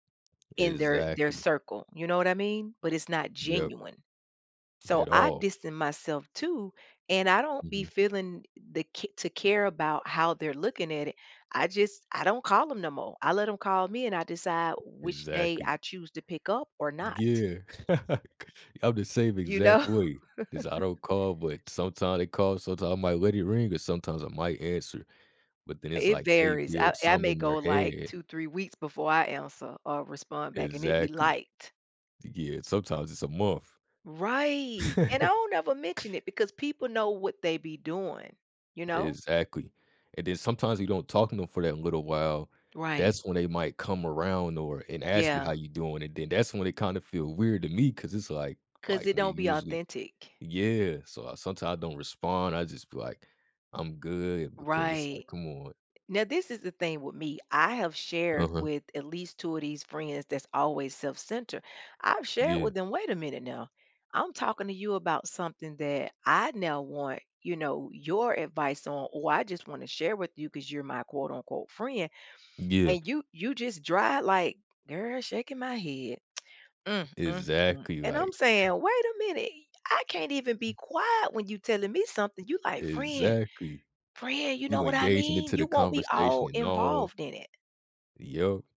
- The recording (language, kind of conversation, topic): English, unstructured, How do you handle friendships that feel one-sided or transactional?
- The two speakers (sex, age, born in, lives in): female, 45-49, United States, United States; male, 20-24, United States, United States
- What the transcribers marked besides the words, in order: tapping; laugh; laughing while speaking: "Like"; laughing while speaking: "You know?"; laugh; laugh; tsk; other background noise